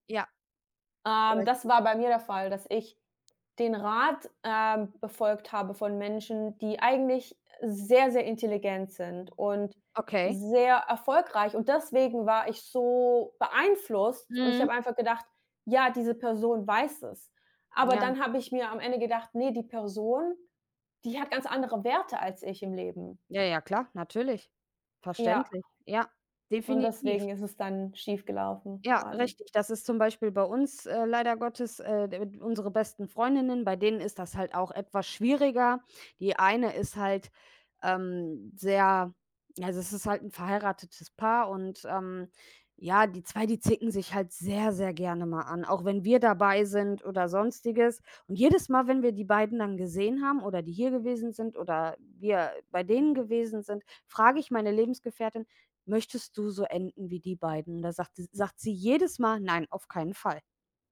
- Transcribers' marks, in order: unintelligible speech; other background noise
- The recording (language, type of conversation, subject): German, unstructured, Wie kann man Vertrauen in einer Beziehung aufbauen?